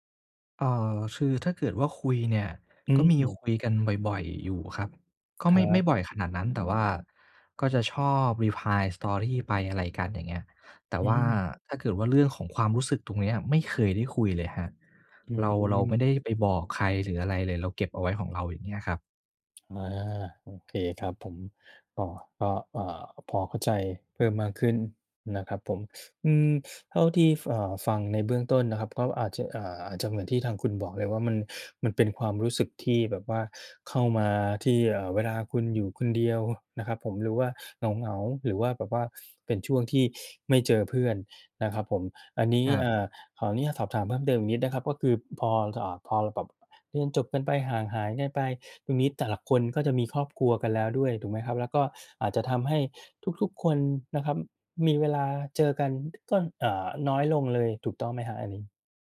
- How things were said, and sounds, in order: in English: "reply"; other background noise; tapping
- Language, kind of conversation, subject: Thai, advice, ทำไมฉันถึงรู้สึกว่าถูกเพื่อนละเลยและโดดเดี่ยวในกลุ่ม?